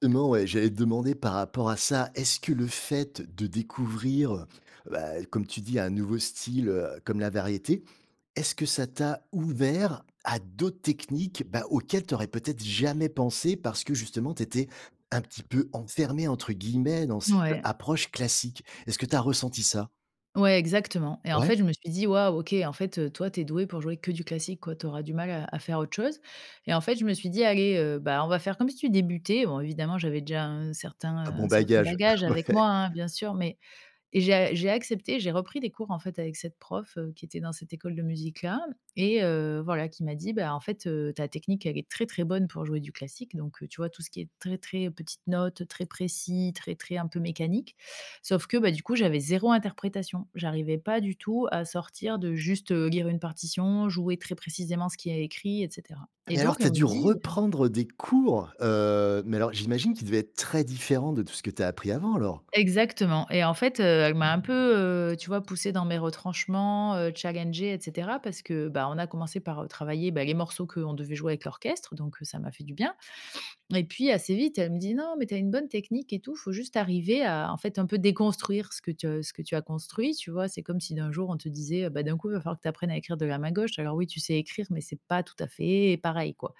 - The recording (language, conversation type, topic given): French, podcast, Comment tes goûts musicaux ont-ils évolué avec le temps ?
- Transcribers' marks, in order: other background noise; stressed: "d'autres"; laughing while speaking: "ouais"; stressed: "déconstruire"